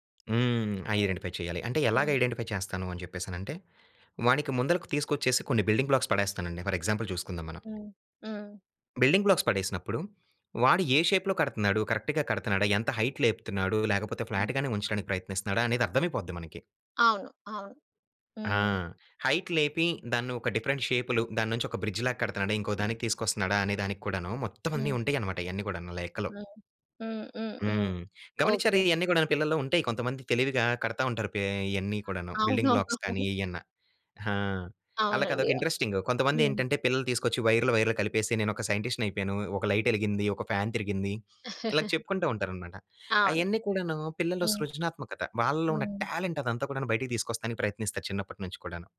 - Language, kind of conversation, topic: Telugu, podcast, పిల్లల చదువు విషయంలో మీ కుటుంబానికి అత్యంత ముఖ్యమైన ఆశ ఏది?
- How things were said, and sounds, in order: in English: "ఐడెంటిఫై"; in English: "ఐడెంటిఫై"; in English: "బిల్డింగ్ బ్లాక్స్"; in English: "ఫర్ ఎగ్జాంపుల్"; in English: "బిల్డింగ్ బ్లాక్స్"; in English: "షేప్‌లో"; in English: "కరెక్ట్‌గా"; in English: "హైట్"; in English: "ఫ్లాట్‌గానే"; in English: "హైట్"; in English: "డిఫరెంట్ షేప్‌లో"; in English: "బ్రిడ్జ్"; in English: "బిల్డింగ్ బ్లాక్స్"; chuckle; in English: "సైంటిస్ట్‌ని"; in English: "లైట్"; in English: "ఫ్యాన్"; giggle; in English: "టాలెంట్"